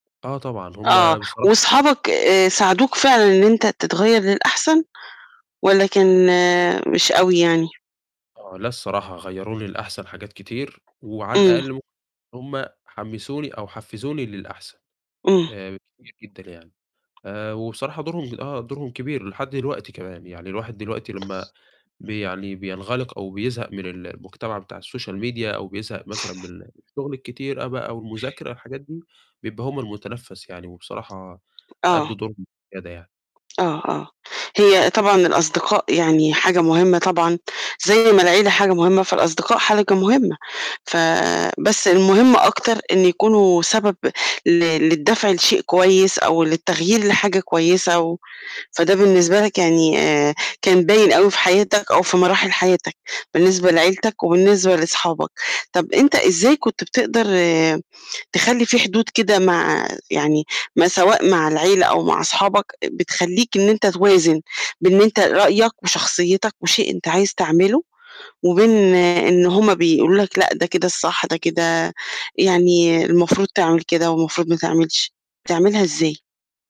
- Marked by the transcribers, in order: tapping; distorted speech; in English: "الSocial Media"; sniff
- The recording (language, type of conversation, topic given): Arabic, podcast, إيه دور الصحبة والعيلة في تطوّرك؟
- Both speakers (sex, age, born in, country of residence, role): female, 50-54, Egypt, Portugal, host; male, 20-24, Egypt, Egypt, guest